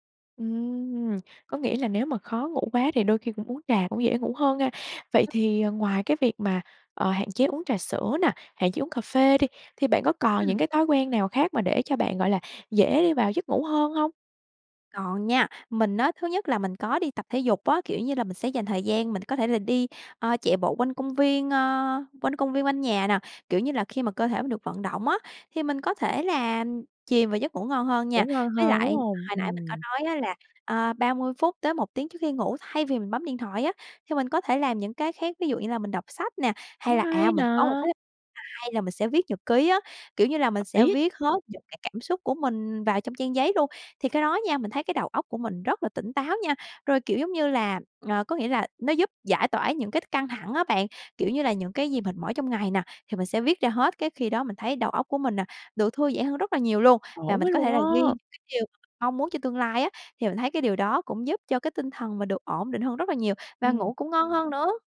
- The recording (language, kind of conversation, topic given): Vietnamese, podcast, Thói quen ngủ ảnh hưởng thế nào đến mức stress của bạn?
- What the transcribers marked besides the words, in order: tapping; unintelligible speech; other noise; background speech